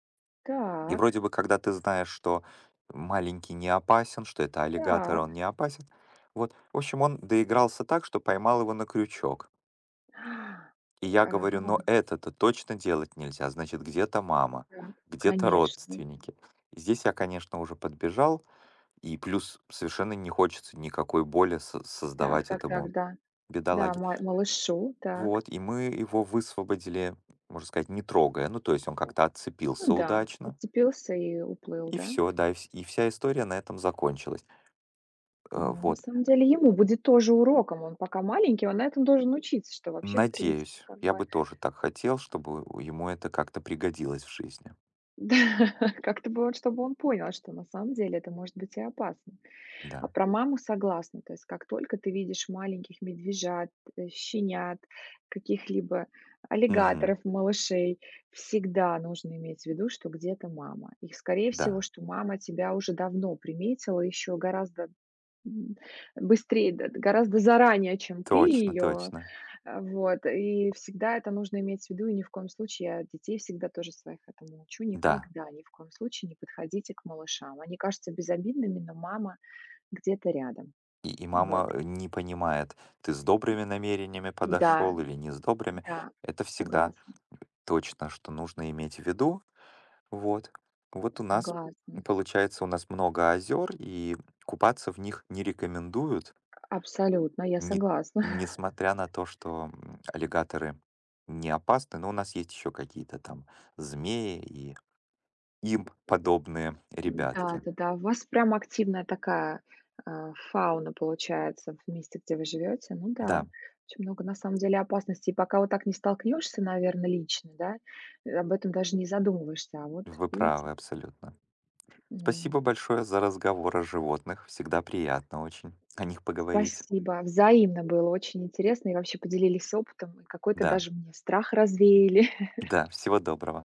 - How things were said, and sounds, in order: other background noise; gasp; tapping; laughing while speaking: "Да"; grunt; chuckle; laugh
- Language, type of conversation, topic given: Russian, unstructured, Какие животные кажутся тебе самыми опасными и почему?